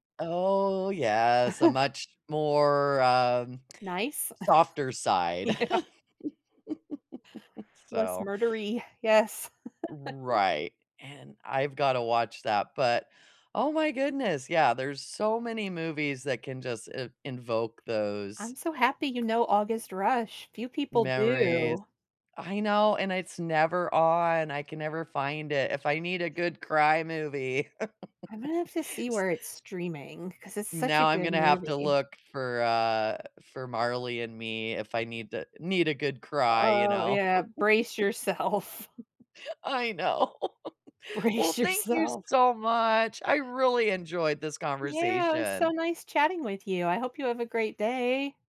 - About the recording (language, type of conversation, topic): English, unstructured, What movie soundtracks have become the playlist of your life, and what memories do they carry?
- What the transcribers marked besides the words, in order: chuckle; scoff; laughing while speaking: "Yeah"; laugh; laugh; tapping; laugh; laughing while speaking: "yourself"; laugh; laughing while speaking: "know"; laugh; other background noise; laughing while speaking: "Brace"